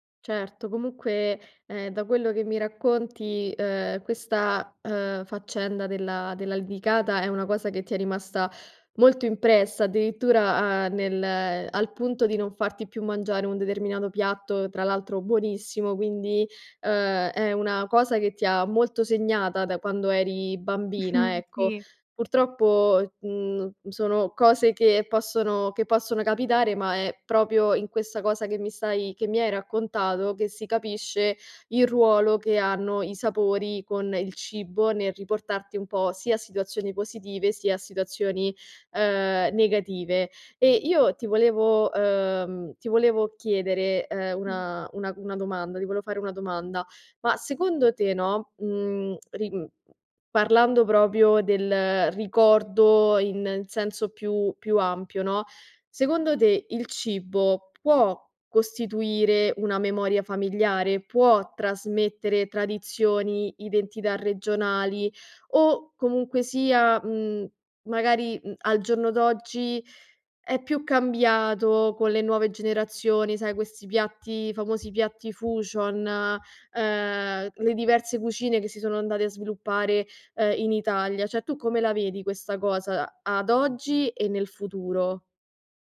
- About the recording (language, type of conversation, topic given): Italian, podcast, Quali sapori ti riportano subito alle cene di famiglia?
- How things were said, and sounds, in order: other background noise; "litigata" said as "lidicata"; tapping; laughing while speaking: "Mh"; "proprio" said as "propio"; unintelligible speech; "proprio" said as "propio"; "Cioè" said as "ceh"